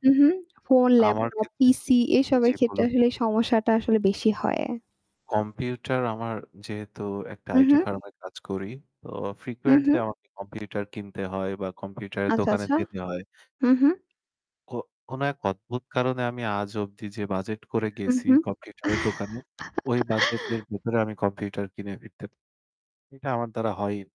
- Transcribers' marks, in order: static; in English: "frequently"; distorted speech; chuckle; other background noise
- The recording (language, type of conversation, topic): Bengali, unstructured, বিজ্ঞাপনে অতিরিক্ত মিথ্যা দাবি করা কি গ্রহণযোগ্য?